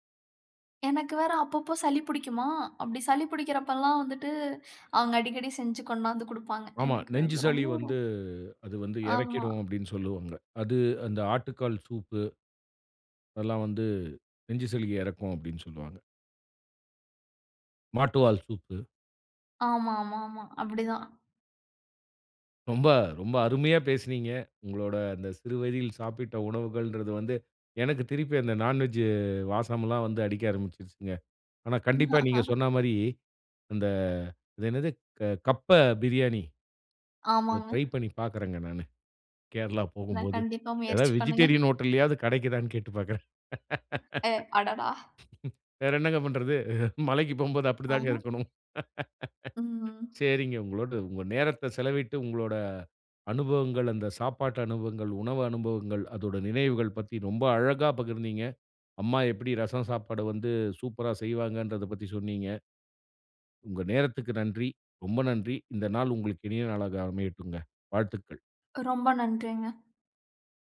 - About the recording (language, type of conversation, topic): Tamil, podcast, சிறுவயதில் சாப்பிட்ட உணவுகள் உங்கள் நினைவுகளை எப்படிப் புதுப்பிக்கின்றன?
- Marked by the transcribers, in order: tapping; chuckle; other background noise; laugh; chuckle; laugh